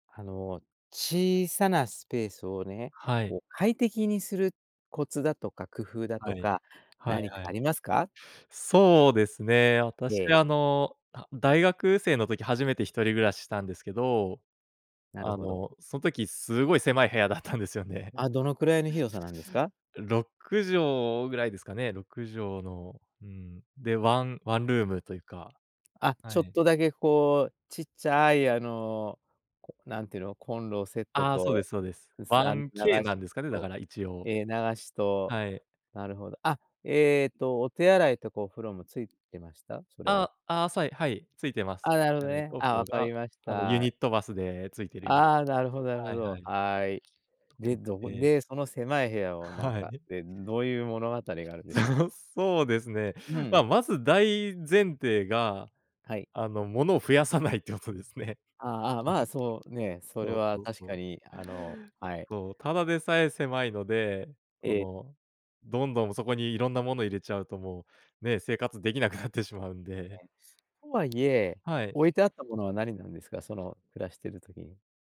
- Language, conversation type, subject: Japanese, podcast, 小さなスペースを快適にするには、どんな工夫をすればいいですか？
- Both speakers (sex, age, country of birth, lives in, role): male, 30-34, Japan, Japan, guest; male, 60-64, Japan, Japan, host
- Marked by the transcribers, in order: other background noise; laugh; laughing while speaking: "増やさないってことですね"